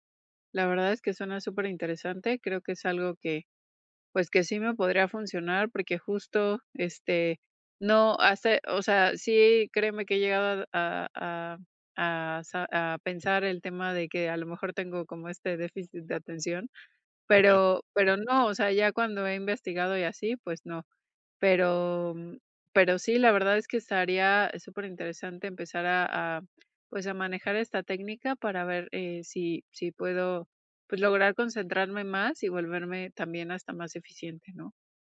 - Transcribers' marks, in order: unintelligible speech; other background noise
- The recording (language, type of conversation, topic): Spanish, advice, ¿Cómo puedo evitar distraerme cuando me aburro y así concentrarme mejor?